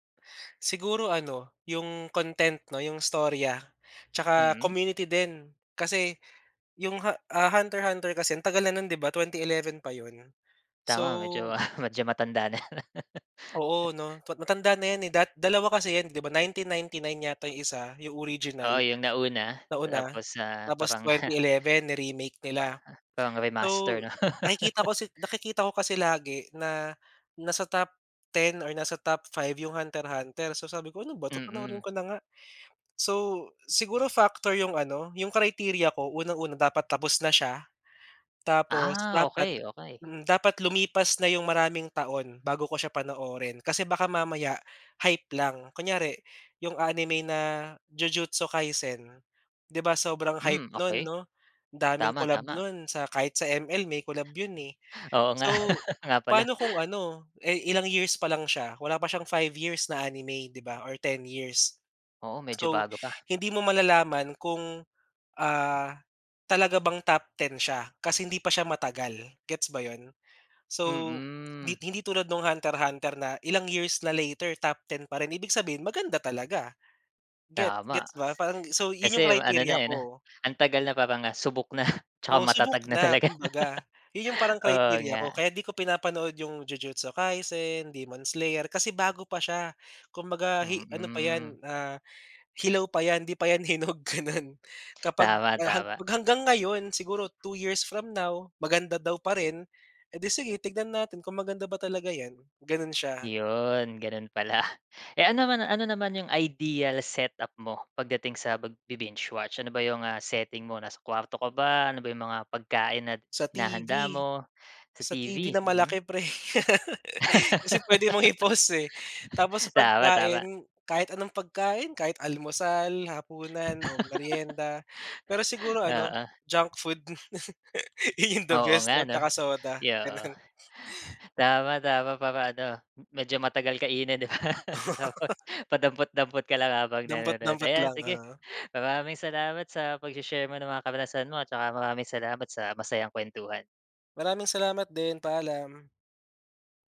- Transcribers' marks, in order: laughing while speaking: "ah"; laugh; chuckle; laugh; laugh; gasp; drawn out: "Mm"; laugh; gasp; drawn out: "Mm"; laughing while speaking: "hinog, gano'n"; laugh; laughing while speaking: "i-pause, eh"; laugh; chuckle; laughing while speaking: "Yun yung"; laughing while speaking: "gano'n"; gasp; laughing while speaking: "'di ba? Tapos"; laugh
- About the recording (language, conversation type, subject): Filipino, podcast, Paano nag-iiba ang karanasan mo kapag sunod-sunod mong pinapanood ang isang serye kumpara sa panonood ng tig-isang episode bawat linggo?